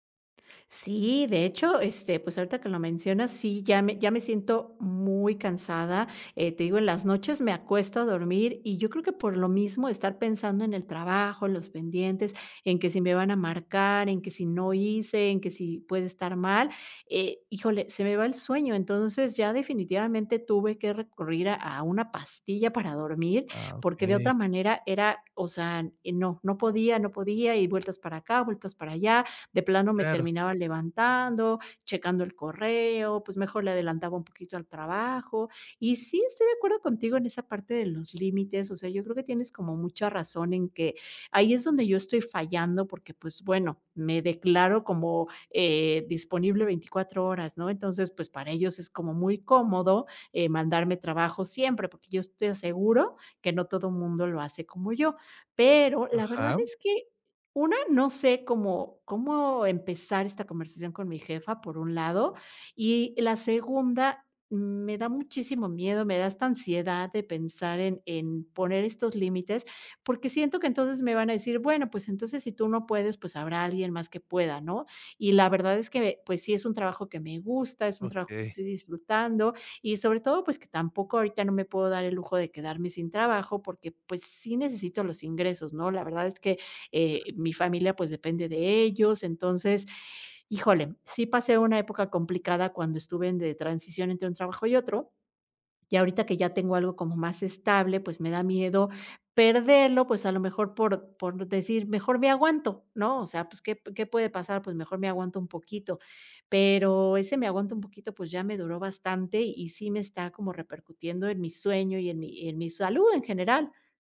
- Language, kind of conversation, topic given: Spanish, advice, ¿De qué manera estoy descuidando mi salud por enfocarme demasiado en el trabajo?
- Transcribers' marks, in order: none